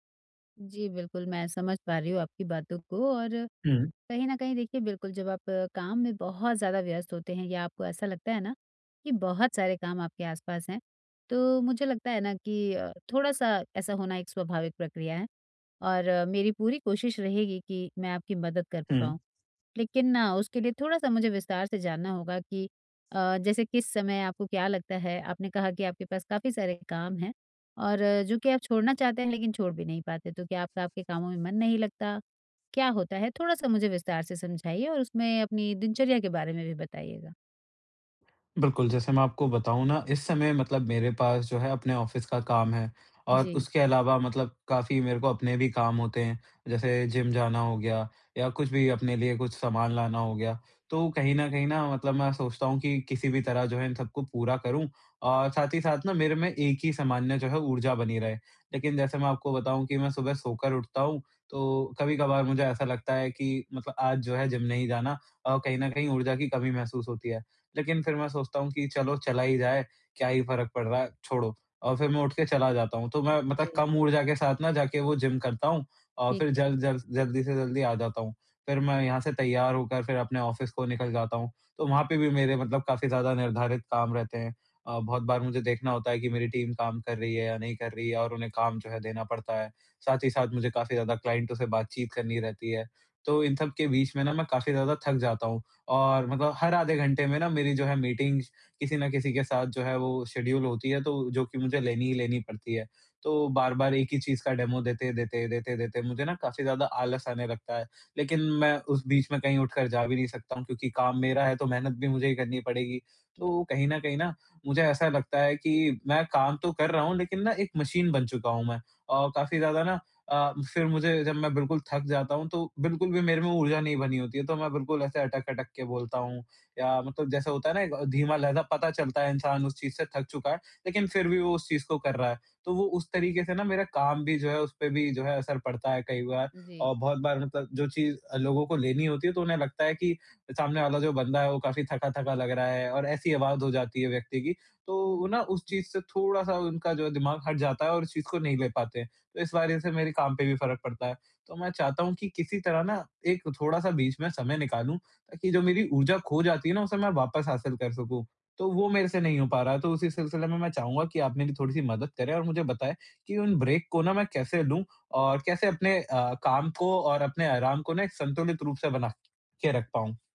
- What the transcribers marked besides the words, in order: tapping; in English: "ऑफिस"; other background noise; in English: "ऑफिस"; in English: "टीम"; in English: "मीटिंग्स"; in English: "शड्यूल"; in English: "डेमो"; in English: "ब्रेक"
- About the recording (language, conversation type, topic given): Hindi, advice, काम के दौरान थकान कम करने और मन को तरोताज़ा रखने के लिए मैं ब्रेक कैसे लूँ?